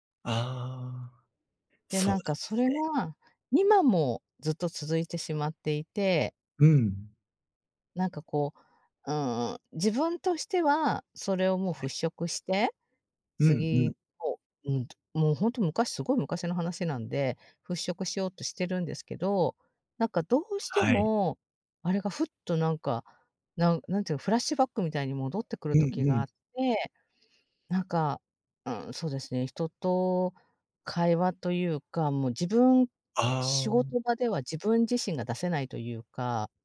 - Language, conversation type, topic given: Japanese, advice, 子どもの頃の出来事が今の行動に影響しているパターンを、どうすれば変えられますか？
- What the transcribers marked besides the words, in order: in English: "フラッシュバック"